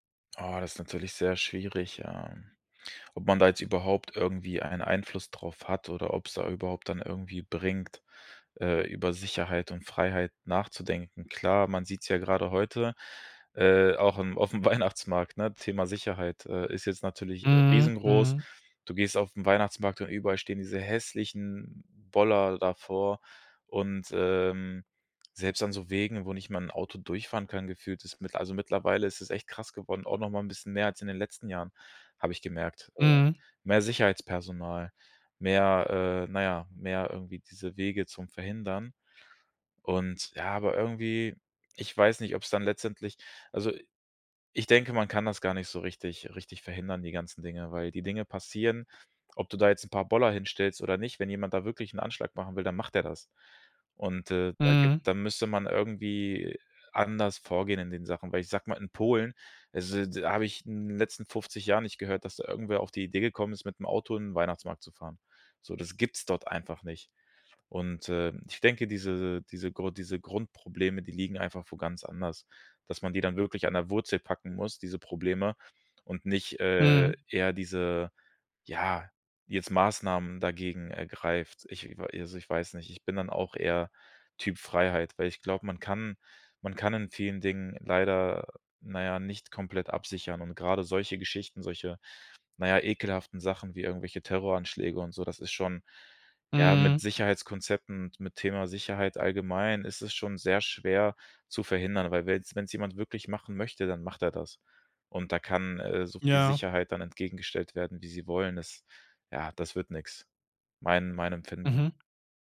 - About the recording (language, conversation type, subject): German, podcast, Mal ehrlich: Was ist dir wichtiger – Sicherheit oder Freiheit?
- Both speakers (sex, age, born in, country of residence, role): male, 25-29, Germany, Germany, guest; male, 30-34, Germany, Germany, host
- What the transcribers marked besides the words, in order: laughing while speaking: "Weihnachtsmarkt"